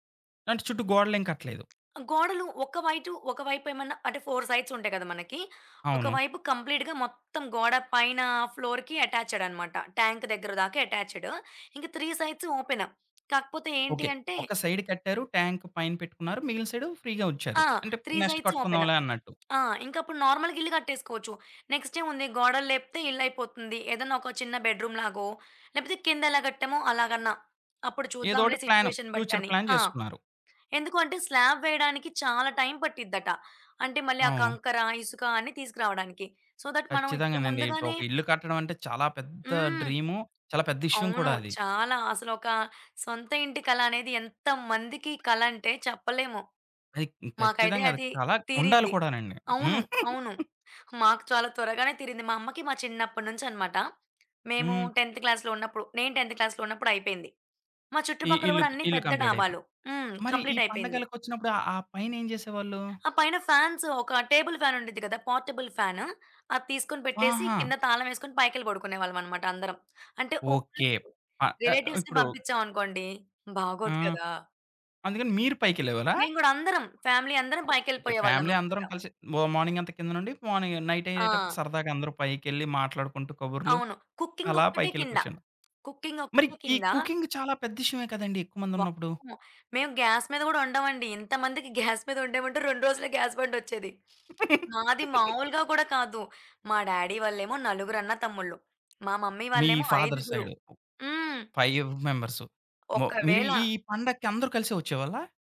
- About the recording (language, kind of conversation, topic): Telugu, podcast, చిన్న ఇళ్లలో స్థలాన్ని మీరు ఎలా మెరుగ్గా వినియోగించుకుంటారు?
- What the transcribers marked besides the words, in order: tapping; in English: "ఫోర్ సైడ్స్"; in English: "కంప్లీట్‌గా"; in English: "ఫ్లోర్‌కి అటాచ్డ్"; in English: "ట్యాంక్"; in English: "అటాచ్డ్"; in English: "త్రీ సైడ్స్ ఓపెన్"; in English: "సైడ్"; in English: "ట్యాంక్"; in English: "ఫ్రీగా"; in English: "త్రీ సైడ్స్ ఓపెన్"; in English: "నెక్స్ట్"; lip smack; in English: "నార్మల్‌గా"; in English: "నెక్స్ట్"; in English: "బెడ్‌రూం"; in English: "ప్లాన్, ఫ్యూచర్ ప్లాన్"; in English: "సిట్యుయేషన్"; in English: "స్లాబ్"; in English: "సో, థట్"; in English: "డ్రీమ్"; chuckle; in English: "టెన్త్ క్లాస్‌లో"; in English: "టెన్త్ క్లాస్‌లో"; in English: "కంప్లీట్"; in English: "కంప్లీట్"; in English: "ఫ్యాన్స్"; in English: "టేబుల్ ఫ్యాన్"; in English: "పోర్టబుల్ ఫ్యాన్"; in English: "రిలేటివ్స్‌ని"; in English: "ఫ్యామిలీ"; in English: "ఫ్యామిలీ"; in English: "మ మార్నింగ్"; in English: "మార్నింగ్ నైట్"; in English: "కుకింగ్"; in English: "కుకింగ్"; in English: "కుకింగ్"; in English: "గ్యాస్"; in English: "గ్యాస్"; in English: "గ్యాస్"; laugh; sniff; in English: "డ్యాడీ"; lip smack; in English: "మమ్మీ"; in English: "ఫాదర్ సైడ్ ఫైవ్ మెంబర్స్"